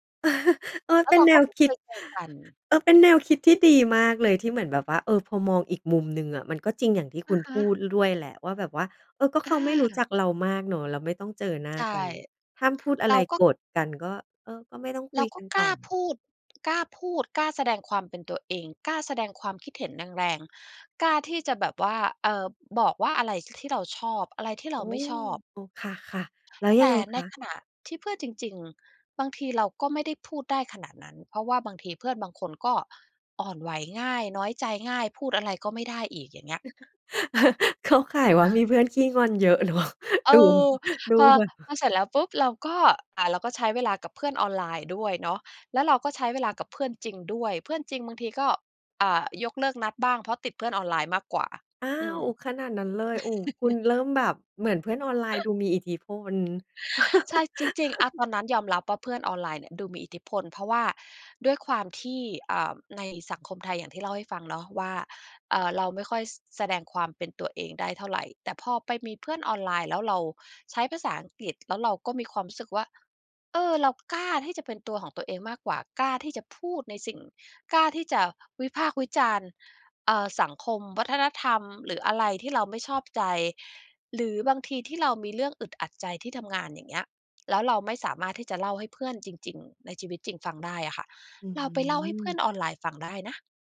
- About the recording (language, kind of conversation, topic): Thai, podcast, เพื่อนที่เจอตัวจริงกับเพื่อนออนไลน์ต่างกันตรงไหนสำหรับคุณ?
- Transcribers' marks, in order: chuckle; chuckle; other background noise; laughing while speaking: "เนาะ ดู ดูแบบว่า"; chuckle; laugh